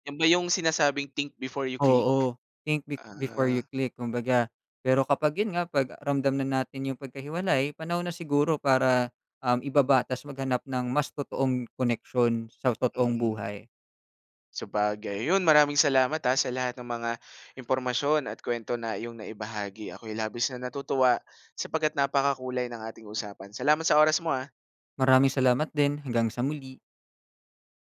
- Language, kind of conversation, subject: Filipino, podcast, Ano ang papel ng midyang panlipunan sa pakiramdam mo ng pagkakaugnay sa iba?
- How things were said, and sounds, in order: in English: "think before you click?"; in English: "think be before you click"; tapping